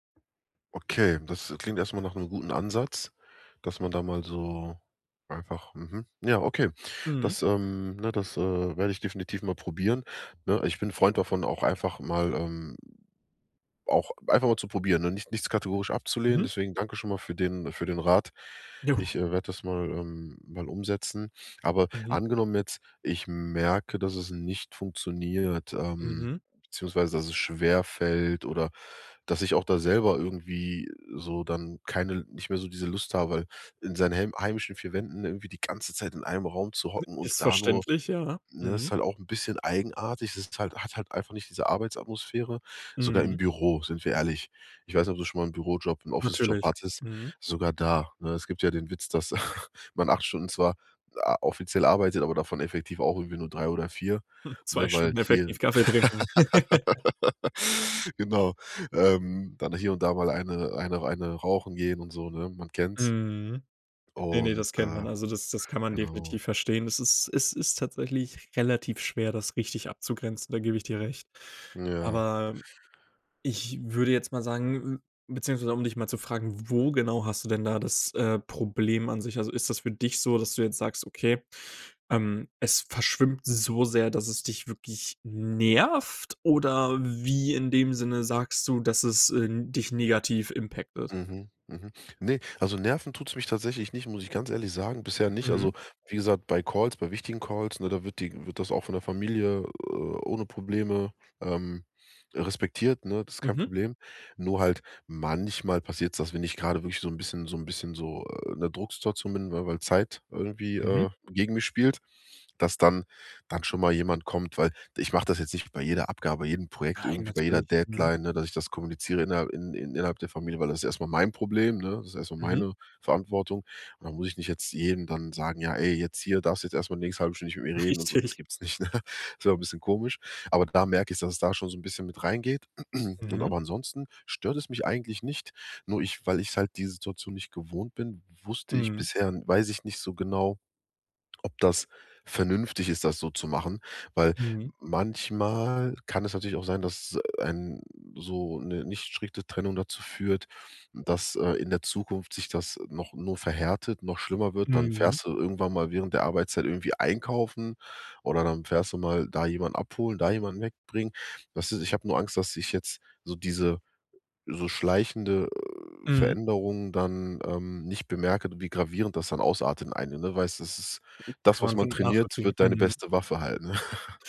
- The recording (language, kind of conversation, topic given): German, advice, Wie hat sich durch die Umstellung auf Homeoffice die Grenze zwischen Arbeit und Privatleben verändert?
- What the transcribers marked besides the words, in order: other noise; chuckle; chuckle; laugh; stressed: "Wo"; stressed: "nervt"; in English: "impacted"; stressed: "mein"; laughing while speaking: "Richtig"; laughing while speaking: "ne?"; throat clearing; chuckle